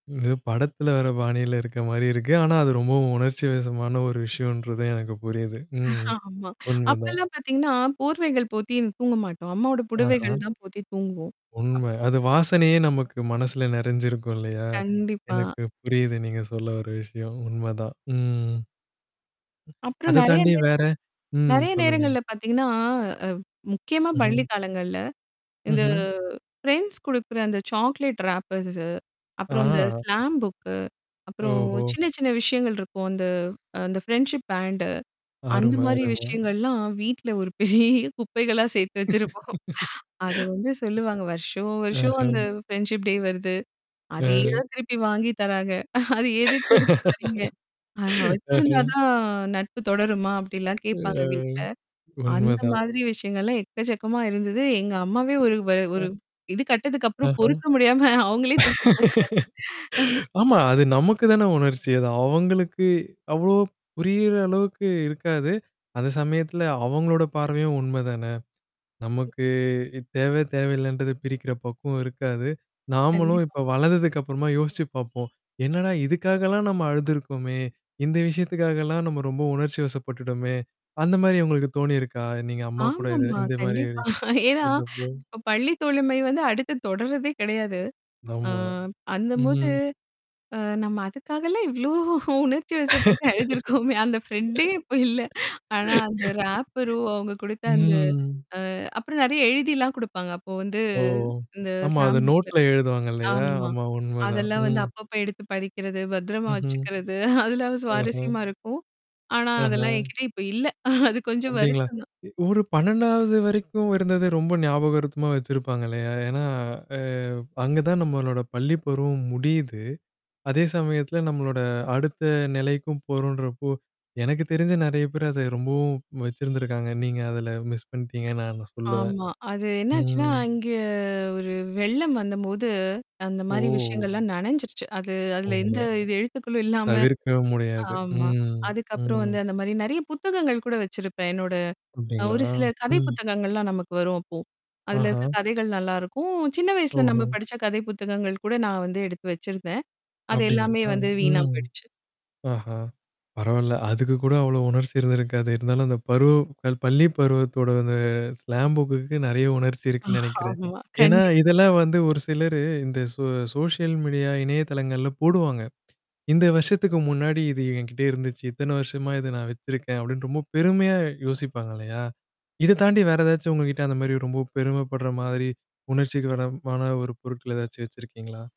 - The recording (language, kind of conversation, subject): Tamil, podcast, உணர்ச்சி பிணைப்பினால் சில பொருட்களை விட்டுவிட முடியாமல் நீங்கள் தவித்த அனுபவம் உங்களுக்குண்டா?
- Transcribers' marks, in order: mechanical hum; laughing while speaking: "ஆமா"; other background noise; distorted speech; static; tapping; in English: "சாக்லேட் ராப்பர்ஸ்"; in English: "ஸ்லாம் புக்கு"; drawn out: "ஆ"; in English: "ஃப்ரெண்ட்ஷிப் பேண்ட்"; laughing while speaking: "பெரிய குப்பைகளா சேர்த்து வச்சிருப்போம்"; laugh; in English: "ஃப்ரெண்ட்ஷிப் டே"; laughing while speaking: "அது எதுக்கு எடுத்து வரீங்க?"; laugh; drawn out: "அ"; other noise; laugh; laughing while speaking: "பொறுக்க முடியாம அவங்களே தூக்கி போட்டாங்க"; background speech; laughing while speaking: "ஏன்னா, இப்ப பள்ளி தோழமை வந்து அடுத்து தொடர்றதே கெடையாது"; laughing while speaking: "அதுக்காகலாம் இவ்ளோ உணர்ச்சி வசப்பட்டு அழுதுருக்கோமே. அந்த ஃப்ரெண்டே இப்ப இல்ல"; laugh; drawn out: "ம்"; in English: "ராப்பரும்"; in English: "ஸ்லாம் புக்ல"; laughing while speaking: "அதெல்லாம் சுவாரஸ்யமா"; laugh; horn; drawn out: "அங்க"; drawn out: "ஓ!"; "ஆமா" said as "ஓம"; in English: "ஸ்லாம் புக்குக்கு"; laughing while speaking: "ஆமா"; in English: "சோஷியல் மீடியால"